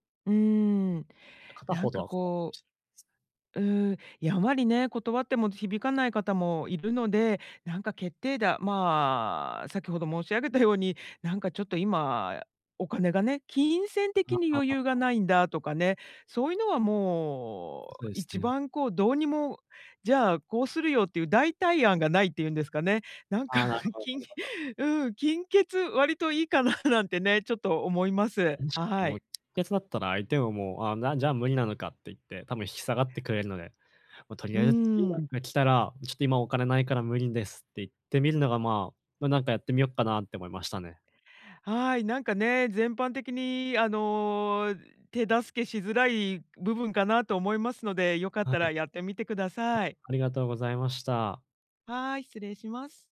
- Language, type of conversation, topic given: Japanese, advice, 優しく、はっきり断るにはどうすればいいですか？
- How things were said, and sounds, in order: unintelligible speech; other background noise; other noise; laughing while speaking: "なんか、金"; laughing while speaking: "いいかな"